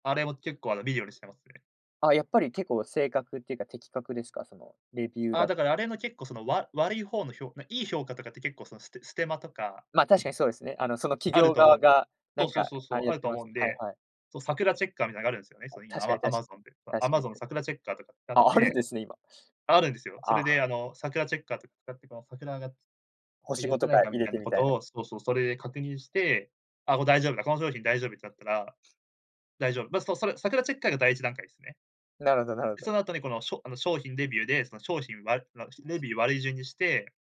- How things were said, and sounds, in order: laughing while speaking: "あるんですね"; other background noise
- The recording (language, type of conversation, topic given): Japanese, podcast, ネットショッピングで経験した失敗談はありますか？